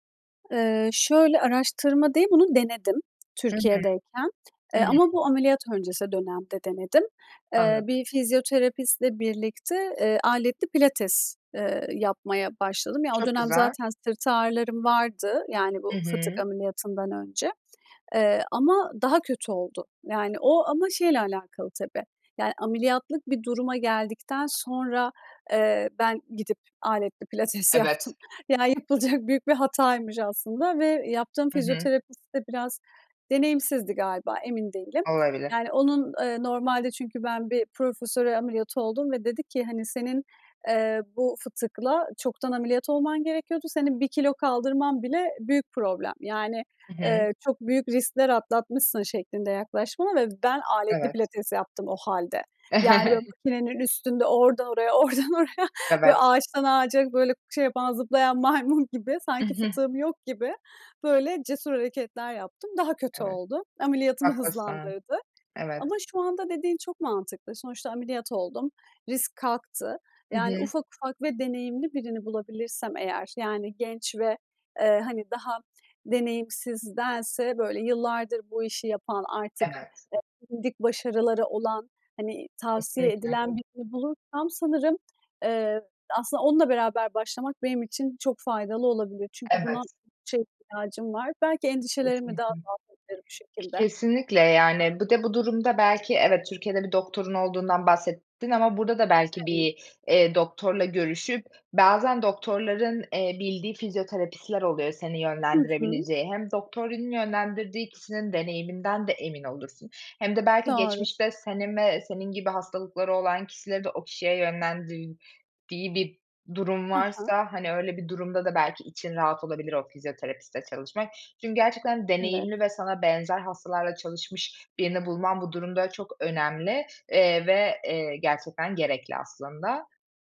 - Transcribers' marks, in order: tapping; laughing while speaking: "pilates yaptım. Yani, yapılacak büyük bir hataymış"; other background noise; chuckle; chuckle; chuckle
- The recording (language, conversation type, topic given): Turkish, advice, Yaşlanma nedeniyle güç ve dayanıklılık kaybetmekten korkuyor musunuz?